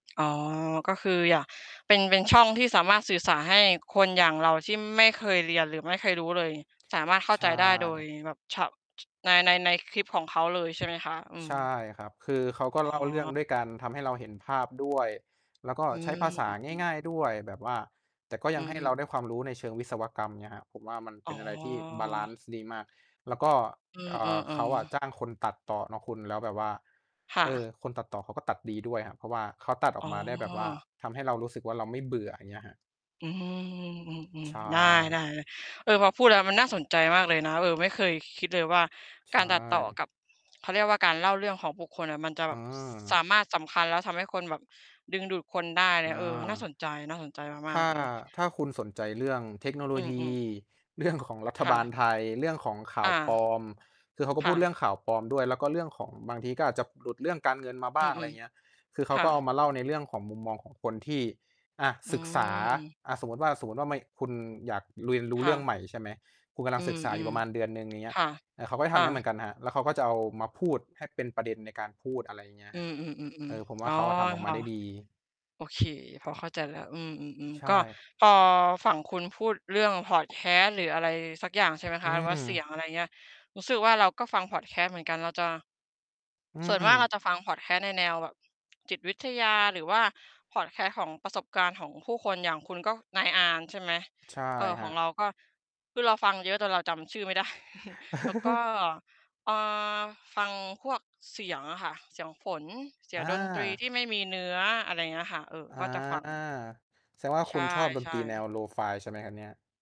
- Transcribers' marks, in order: other background noise; distorted speech; mechanical hum; tapping; laughing while speaking: "เรื่อง"; laugh; laughing while speaking: "ได้"
- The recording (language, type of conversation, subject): Thai, unstructured, คุณคิดว่าการนอนหลับส่งผลต่อชีวิตประจำวันของคุณอย่างไร?